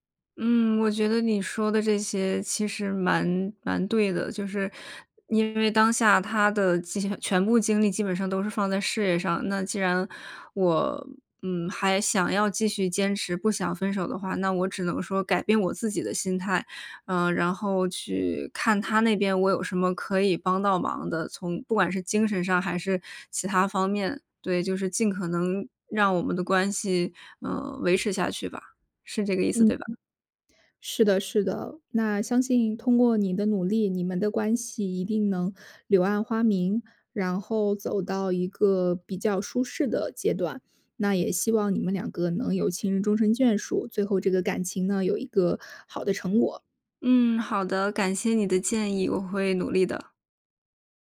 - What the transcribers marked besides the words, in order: other background noise
- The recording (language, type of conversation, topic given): Chinese, advice, 考虑是否该提出分手或继续努力